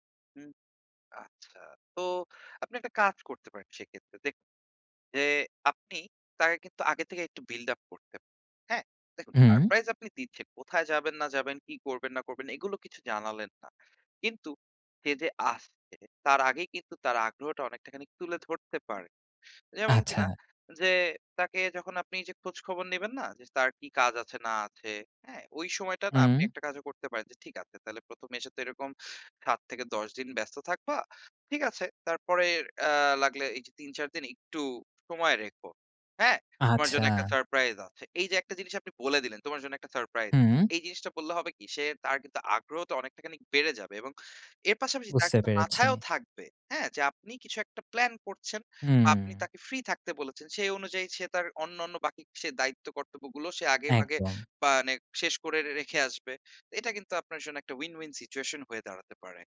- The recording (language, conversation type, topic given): Bengali, advice, ছুটি পরিকল্পনা করতে গিয়ে মানসিক চাপ কীভাবে কমাব এবং কোথায় যাব তা কীভাবে ঠিক করব?
- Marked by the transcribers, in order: in English: "বিল্ড আপ"; in English: "উইন, উইন সিচুয়েশন"